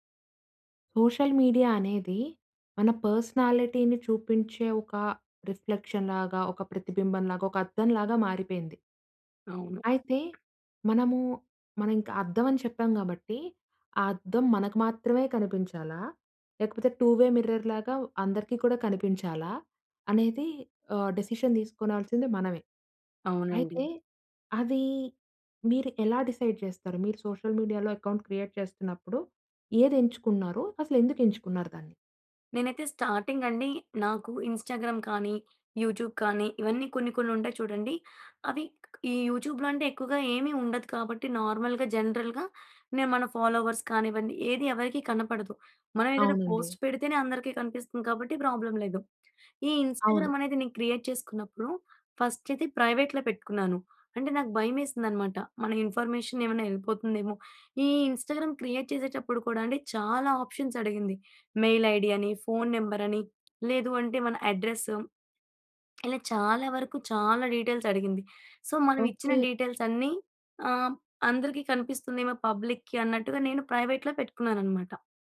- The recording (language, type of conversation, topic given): Telugu, podcast, పబ్లిక్ లేదా ప్రైవేట్ ఖాతా ఎంచుకునే నిర్ణయాన్ని మీరు ఎలా తీసుకుంటారు?
- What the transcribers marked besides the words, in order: in English: "సోషల్ మీడియా"; in English: "పర్సనాలిటీని"; in English: "రిఫ్లెక్షన్"; tapping; in English: "టూవే మిర్రర్"; in English: "డెసిషన్"; in English: "డిసైడ్"; in English: "సోషల్ మీడియాలో అకౌంట్ క్రియేట్"; in English: "స్టార్టింగ్"; in English: "ఇన్‌స్టాగ్రామ్"; in English: "యూట్యూబ్"; in English: "యూట్యూబ్‌లో"; in English: "నార్మల్‌గా జనరల్‌గా"; in English: "ఫాలోవర్స్"; in English: "పోస్ట్"; in English: "ప్రాబ్లమ్"; in English: "ఇన్‌స్టాగ్రామ్"; in English: "క్రియేట్"; in English: "ఫస్ట్"; in English: "ప్రైవేట్‌లో"; in English: "ఇన్ఫర్మేషన్"; in English: "ఇన్‌స్టాగ్రామ్ క్రియేట్"; in English: "ఆప్షన్స్"; in English: "మెయిల్ ఐడీ"; in English: "నంబర్"; in English: "డీటెయిల్స్"; in English: "సో"; in English: "డీటెయిల్స్"; in English: "పబ్లిక్‌కి"; in English: "ప్రైవేట్‌లో"